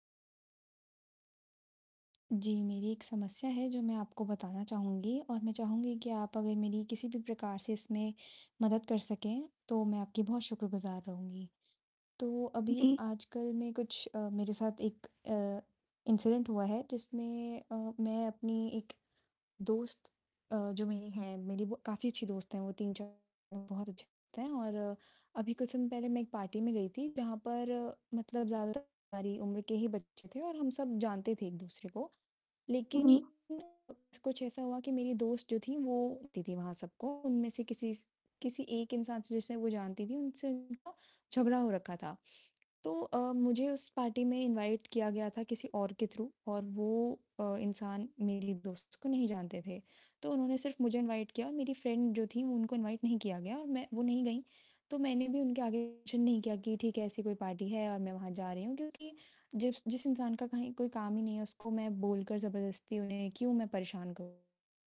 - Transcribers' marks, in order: static; tapping; in English: "इंसिडेंट"; distorted speech; in English: "पार्टी"; in English: "पार्टी"; in English: "इनवाइट"; in English: "थ्रू"; in English: "इनवाइट"; in English: "फ्रेंड"; in English: "इनवाइट"; in English: "मेंशन"; in English: "पार्टी"
- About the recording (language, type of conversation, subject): Hindi, advice, मैं दोस्त के साथ हुई गलतफहमी कैसे दूर करूँ और उसका भरोसा फिर से कैसे बहाल करूँ?